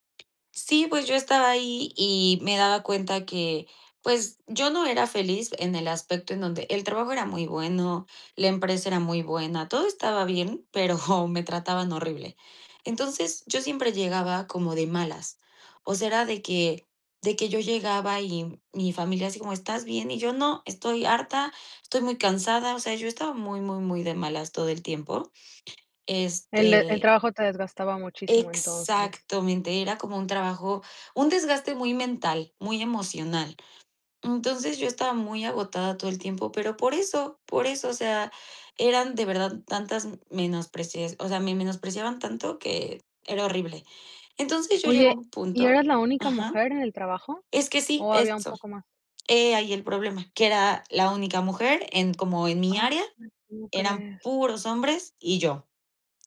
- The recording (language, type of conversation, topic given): Spanish, podcast, ¿Cómo decidiste dejar un trabajo estable?
- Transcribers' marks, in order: unintelligible speech